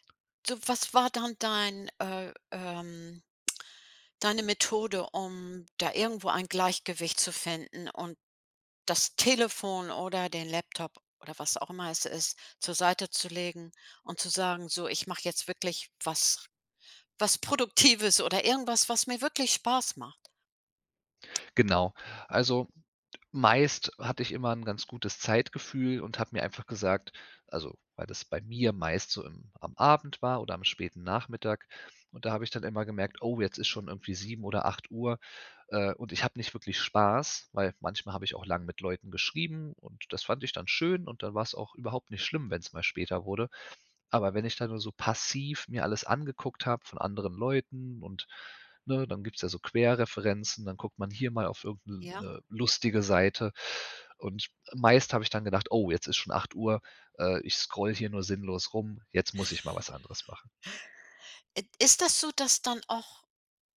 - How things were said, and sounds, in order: tongue click; laughing while speaking: "Produktives"; other background noise; chuckle
- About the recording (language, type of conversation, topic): German, podcast, Was nervt dich am meisten an sozialen Medien?
- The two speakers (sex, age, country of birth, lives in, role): female, 65-69, Germany, United States, host; male, 35-39, Germany, Germany, guest